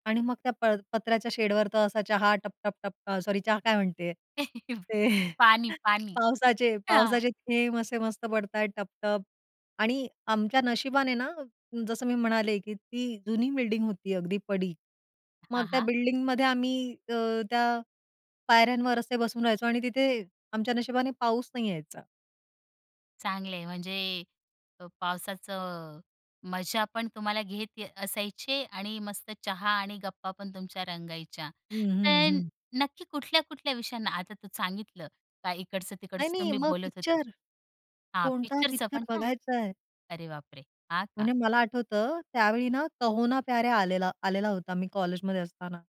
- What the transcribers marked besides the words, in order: chuckle; other background noise; tapping
- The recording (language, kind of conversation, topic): Marathi, podcast, चौकातील चहा-गप्पा कशा होत्या?